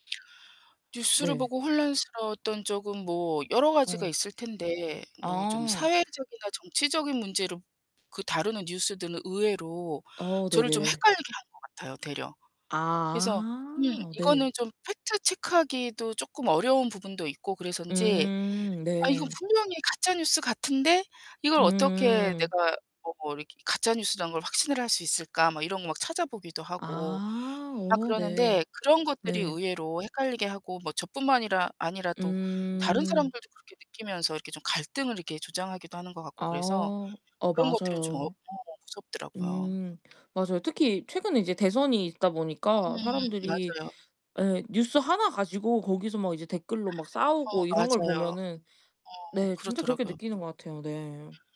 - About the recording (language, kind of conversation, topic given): Korean, unstructured, 사람들이 뉴스를 통해 행동을 바꾸는 것이 중요할까요?
- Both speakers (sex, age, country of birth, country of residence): female, 20-24, South Korea, Japan; female, 55-59, South Korea, United States
- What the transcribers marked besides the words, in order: distorted speech; tapping; static; other background noise